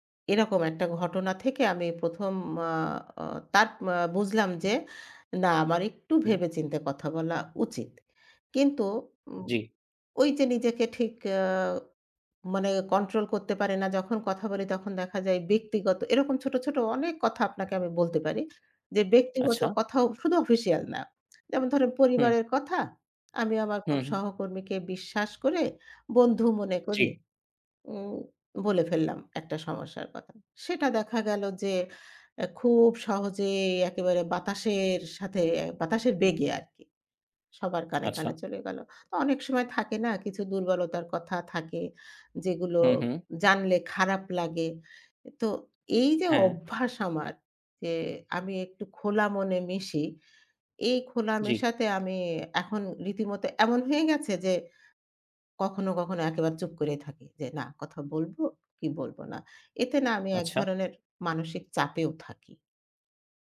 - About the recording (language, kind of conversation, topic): Bengali, advice, কাজের জায়গায় নিজেকে খোলামেলা প্রকাশ করতে আপনার ভয় কেন হয়?
- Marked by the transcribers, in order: tapping; other background noise